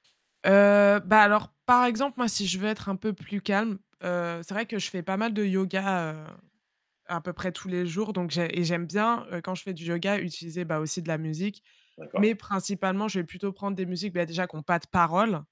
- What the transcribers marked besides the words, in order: none
- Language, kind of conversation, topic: French, unstructured, Comment la musique te connecte-t-elle à tes émotions ?
- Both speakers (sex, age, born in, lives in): female, 25-29, France, France; male, 45-49, France, France